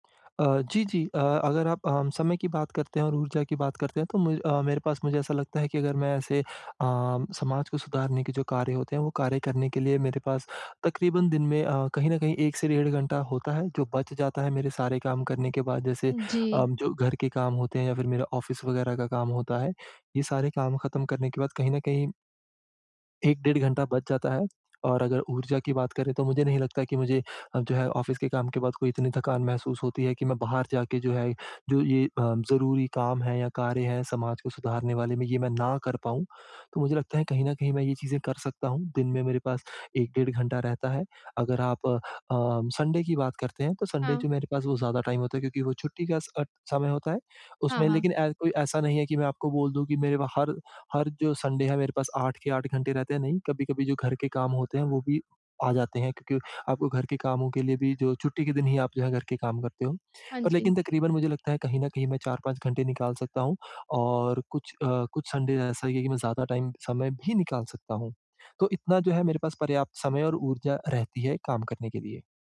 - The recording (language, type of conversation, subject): Hindi, advice, मैं अपने जीवन से दूसरों पर सार्थक और टिकाऊ प्रभाव कैसे छोड़ सकता/सकती हूँ?
- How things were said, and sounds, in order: other background noise; in English: "ऑफ़िस"; in English: "ऑफ़िस"; tapping; in English: "संडे"; in English: "संडे"; in English: "टाइम"; in English: "संडे"; in English: "संडे"; in English: "टाइम"